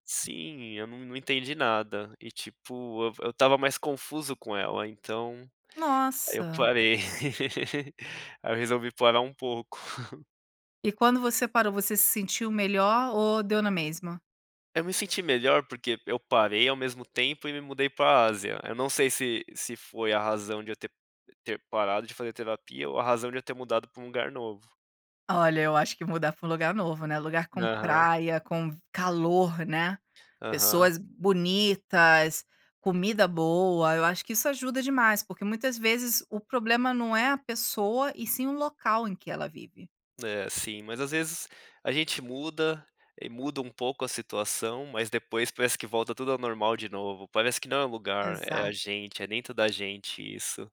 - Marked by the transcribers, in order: chuckle
- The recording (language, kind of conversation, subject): Portuguese, podcast, Quando você se sente sozinho, o que costuma fazer?